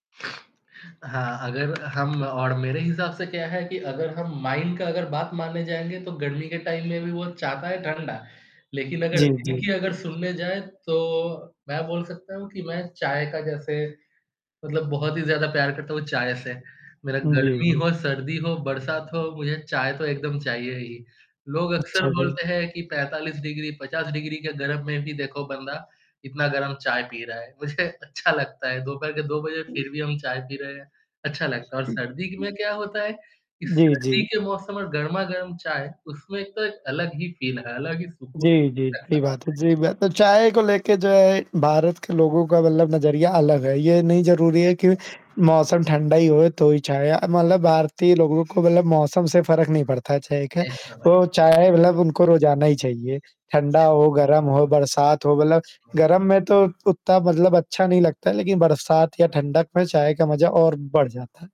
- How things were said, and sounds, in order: static; tapping; other background noise; in English: "माइंड"; in English: "टाइम"; distorted speech; laughing while speaking: "मुझे अच्छा लगता है"; in English: "फ़ील"; unintelligible speech
- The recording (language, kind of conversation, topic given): Hindi, unstructured, आपको सर्दियों की ठंडक पसंद है या गर्मियों की गर्मी?